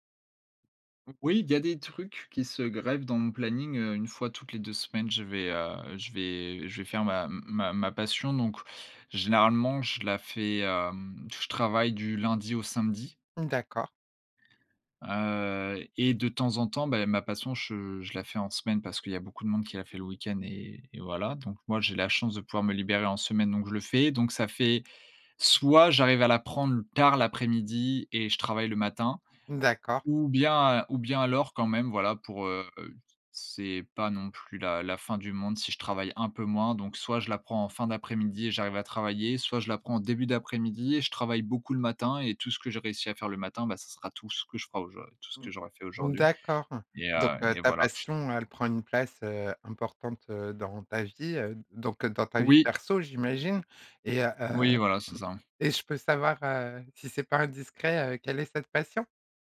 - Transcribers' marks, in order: none
- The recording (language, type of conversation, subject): French, podcast, Comment trouves-tu l’équilibre entre le travail et la vie personnelle ?